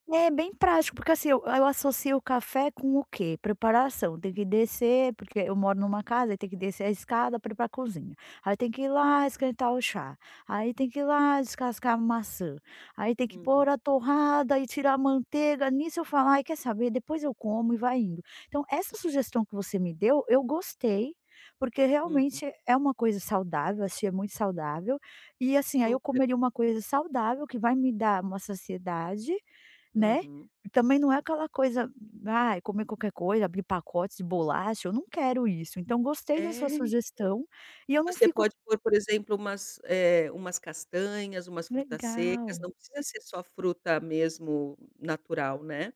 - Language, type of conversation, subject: Portuguese, advice, Como posso manter horários regulares para as refeições mesmo com pouco tempo?
- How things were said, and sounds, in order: tapping; other background noise